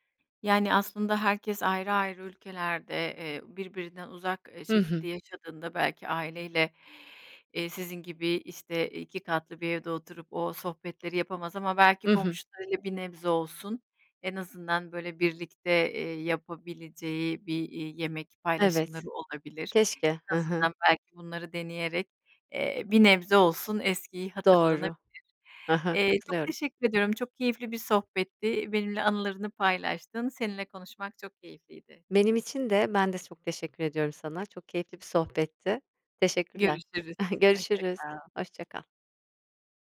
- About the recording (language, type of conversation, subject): Turkish, podcast, Sevdiklerinizle yemek paylaşmanın sizin için anlamı nedir?
- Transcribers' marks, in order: other background noise; tapping; chuckle